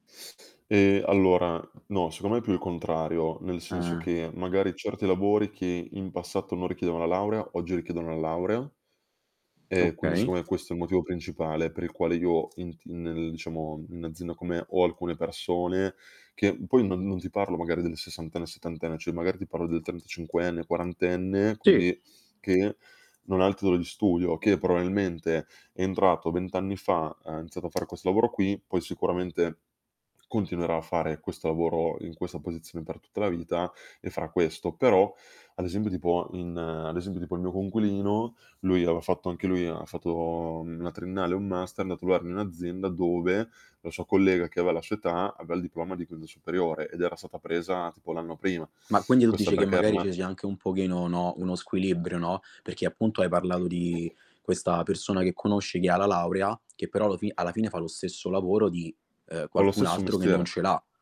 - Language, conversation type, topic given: Italian, podcast, Qual è, secondo te, il valore di una laurea oggi?
- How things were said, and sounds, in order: static; inhale; tapping; "cioè" said as "ceh"; "esempio" said as "esembio"; "esempio" said as "esembio"